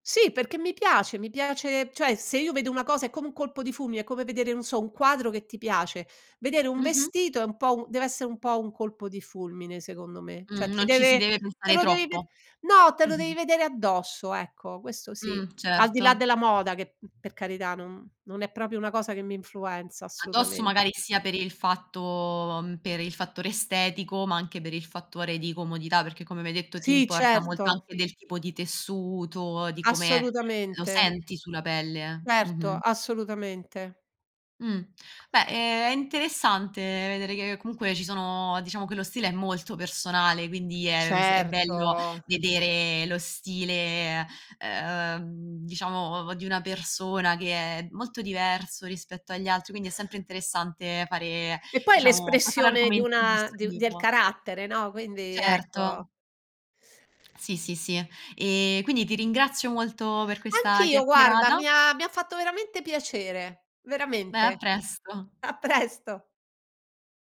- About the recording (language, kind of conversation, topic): Italian, podcast, Che cosa ti fa sentire davvero a tuo agio quando sei vestito?
- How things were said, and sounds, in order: chuckle; "proprio" said as "propio"; other background noise; laughing while speaking: "a presto"